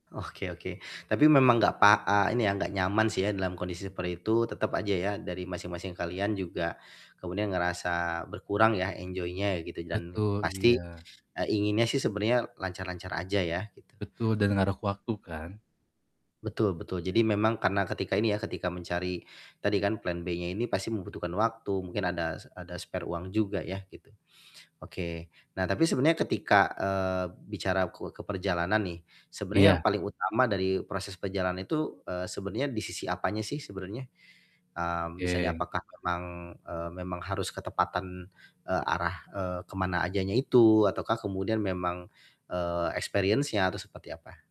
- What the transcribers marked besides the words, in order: in English: "enjoy-nya"; in English: "spare"; distorted speech; static; in English: "experience-nya"
- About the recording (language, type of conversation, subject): Indonesian, advice, Bagaimana cara menyesuaikan rencana perjalanan saat terjadi hal yang tak terduga?